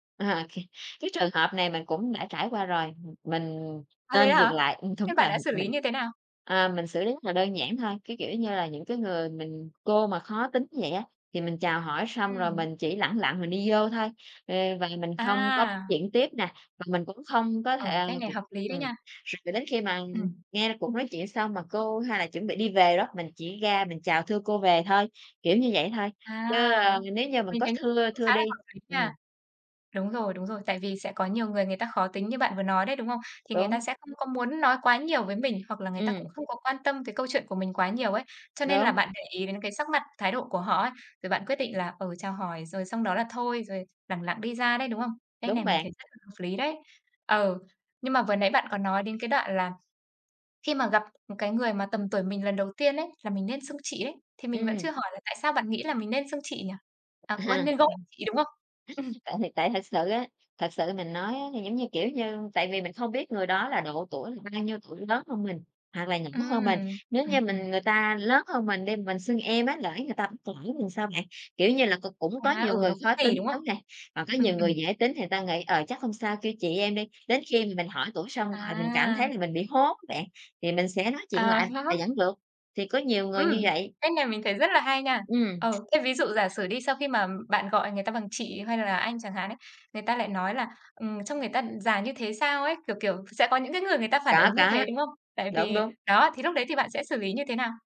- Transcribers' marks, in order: tapping; other background noise; unintelligible speech; laugh
- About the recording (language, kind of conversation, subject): Vietnamese, podcast, Bạn bắt chuyện với người mới quen như thế nào?